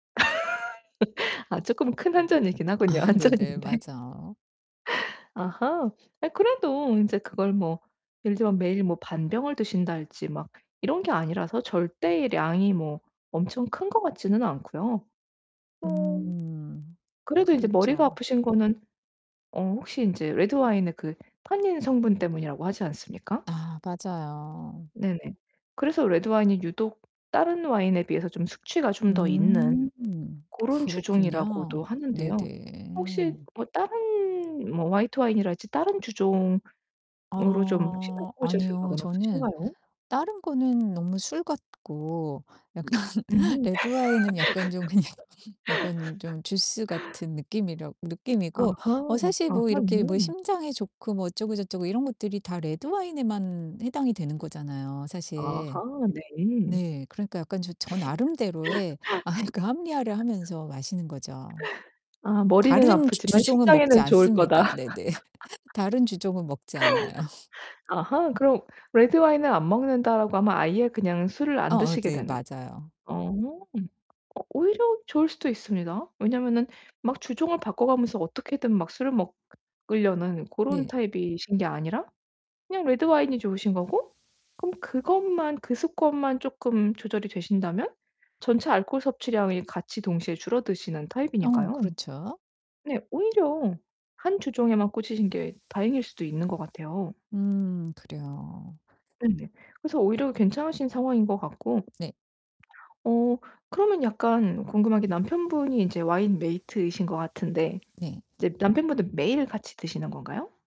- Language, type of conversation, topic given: Korean, advice, 유혹을 이겨내고 자기 통제력을 키우려면 어떻게 해야 하나요?
- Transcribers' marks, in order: laugh; other background noise; laughing while speaking: "아"; laughing while speaking: "한 잔인데"; distorted speech; put-on voice: "화이트"; laughing while speaking: "약간"; laughing while speaking: "그냥"; laugh; laugh; tapping; laughing while speaking: "아이"; laugh; laugh; laugh; in English: "와인 메이트이신"; static